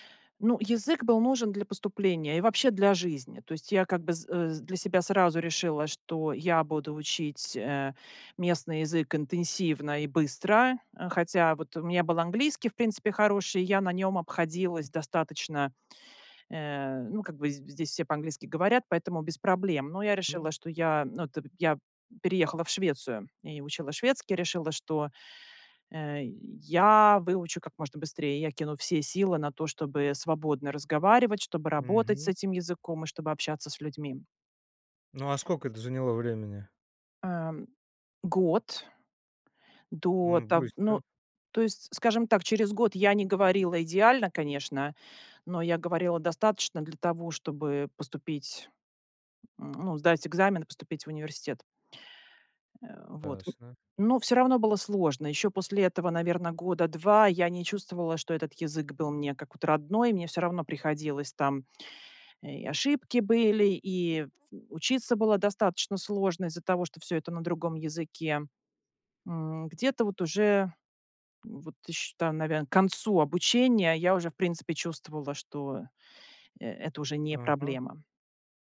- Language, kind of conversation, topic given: Russian, podcast, Когда вам пришлось начать всё с нуля, что вам помогло?
- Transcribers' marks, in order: tapping; other background noise